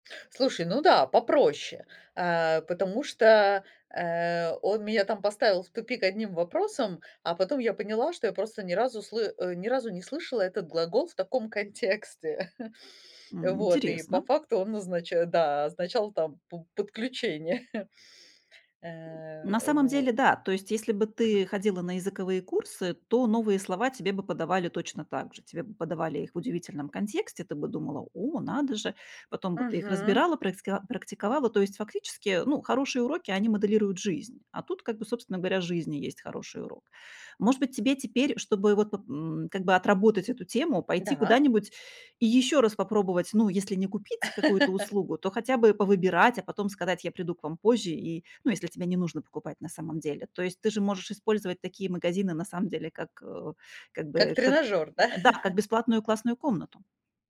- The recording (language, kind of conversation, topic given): Russian, advice, Почему мне кажется, что я не вижу прогресса и из-за этого теряю уверенность в себе?
- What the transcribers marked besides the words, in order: chuckle; other noise; chuckle; throat clearing; chuckle; chuckle